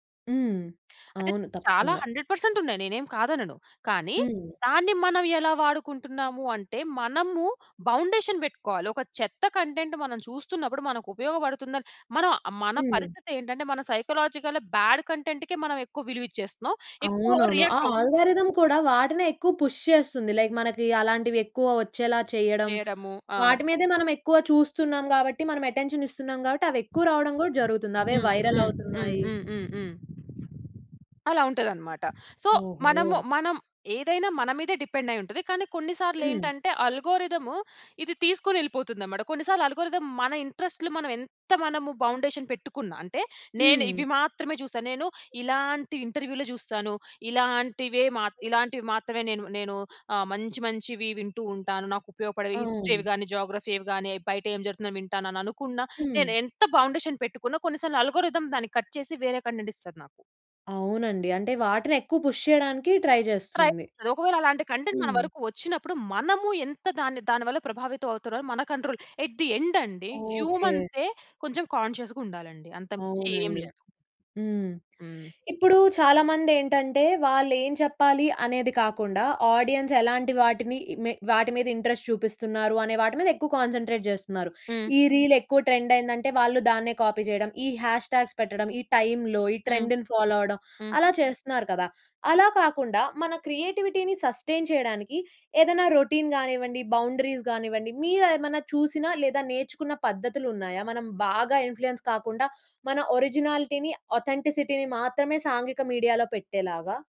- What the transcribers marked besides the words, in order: other background noise; in English: "హండ్రెడ్ పర్సెంట్"; in English: "బౌండేషన్"; in English: "కంటెంట్"; in English: "సైకాలజికల్‌గా బ్యాడ్ కంటెంట్‌కే"; in English: "రియాక్ట్"; in English: "ఆల్గోరిథం"; in English: "పుష్"; in English: "లైక్"; in English: "అటెన్షన్"; wind; in English: "వైరల్"; in English: "సో"; in English: "డిపెండ్"; in English: "ఆల్గోరిథం"; in English: "హిస్టరీవి"; in English: "జియోగ్రఫీవి"; in English: "బౌండేషన్"; in English: "ఆల్గోరిథం"; in English: "కట్"; in English: "కంటెంట్"; in English: "పుష్"; in English: "ట్రై"; in English: "ట్రై"; in English: "కంటెంట్"; in English: "కంట్రోల్. ఎట్ ది"; in English: "ఆడియన్స్"; in English: "ఇంట్రెస్ట్"; in English: "కాన్సంట్రేట్"; in English: "కాపీ"; in English: "హ్యాష్‌ట్యాగ్స్"; in English: "ఫాలో"; in English: "క్రియేటివిటీ‌ని సస్టెయిన్"; in English: "రొటీన్"; in English: "బౌండరీస్"; in English: "ఇన్‌ఫ్లుయెన్స్"; in English: "ఒరిజినాలిటీని, అథెంటిసిటీ‌ని"; in English: "మీడియాలో"
- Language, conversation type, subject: Telugu, podcast, సామాజిక మీడియా ప్రభావం మీ సృజనాత్మకతపై ఎలా ఉంటుంది?